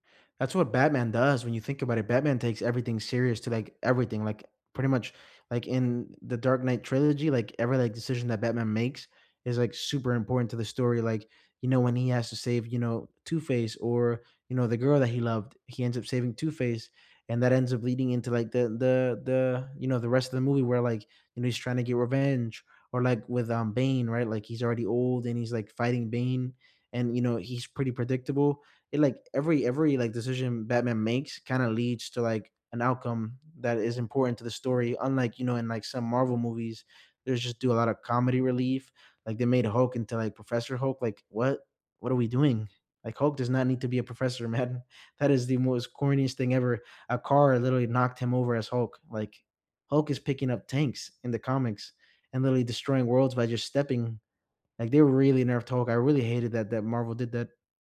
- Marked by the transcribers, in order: tapping; laughing while speaking: "man"
- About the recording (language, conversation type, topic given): English, unstructured, Which comfort movies and cozy snacks anchor your laziest evenings, and what memories make them special?
- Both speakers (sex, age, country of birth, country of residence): male, 25-29, United States, United States; male, 30-34, United States, United States